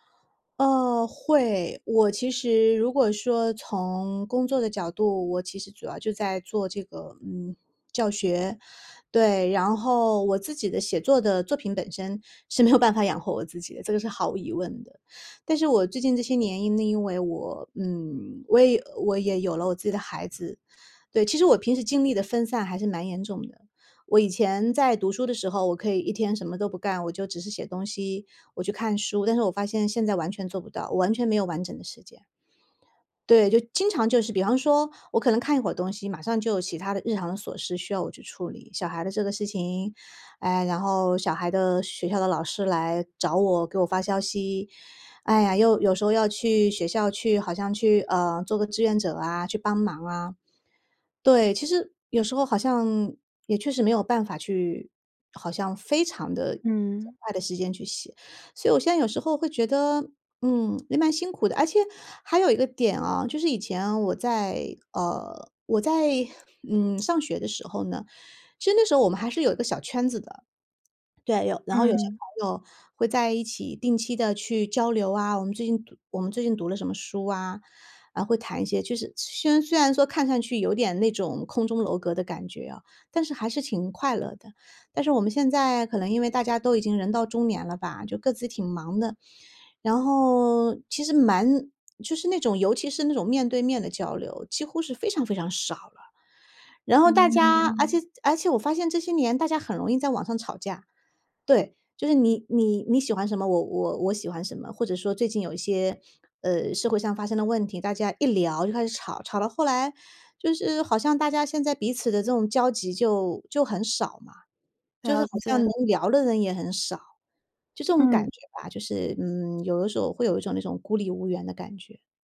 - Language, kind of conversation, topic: Chinese, advice, 如何表达对长期目标失去动力与坚持困难的感受
- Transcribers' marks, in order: laughing while speaking: "没有"; other noise